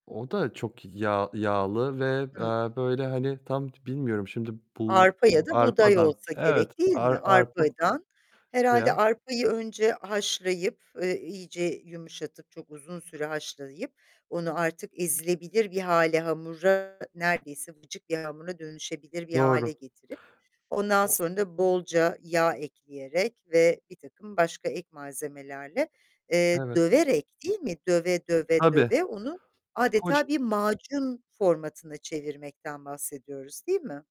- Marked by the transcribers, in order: distorted speech; other background noise
- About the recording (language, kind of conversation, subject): Turkish, podcast, Aile tariflerinizin arkasında hangi hikâyeler saklı, paylaşır mısınız?